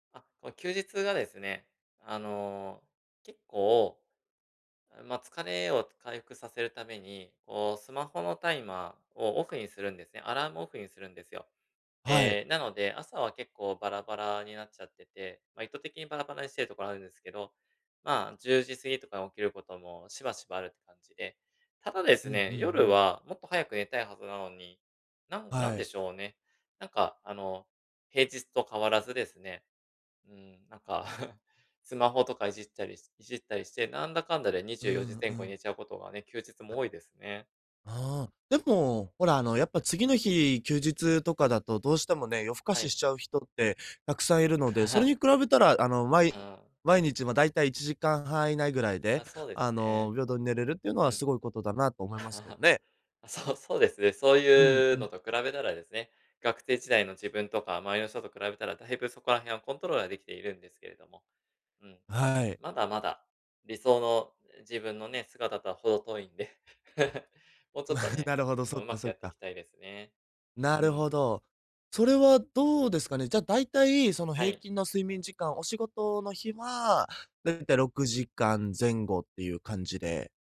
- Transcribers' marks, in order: laughing while speaking: "なんか"; other background noise; laugh; laugh; laugh; laughing while speaking: "ま、なるほど"; "大体" said as "だいた"
- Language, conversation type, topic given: Japanese, advice, 毎日同じ時間に寝起きする習慣をどうすれば身につけられますか？